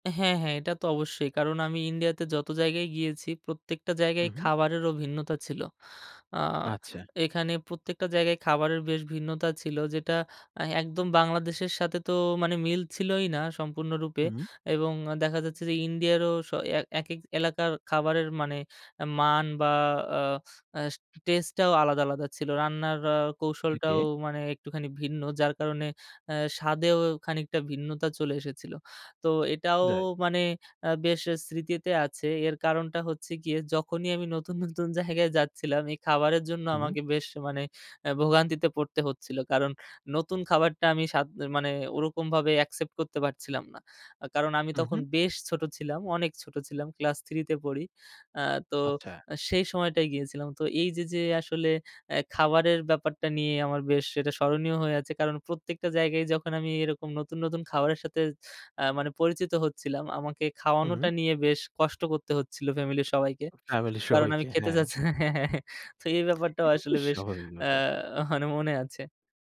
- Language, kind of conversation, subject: Bengali, podcast, তোমার জীবনে কোন ভ্রমণটা তোমার ওপর সবচেয়ে বেশি ছাপ ফেলেছে?
- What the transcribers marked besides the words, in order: tapping; "রাইট" said as "রাই"; laughing while speaking: "নতুন, নতুন জায়গায় যাচ্ছিলাম"; other background noise; lip smack; chuckle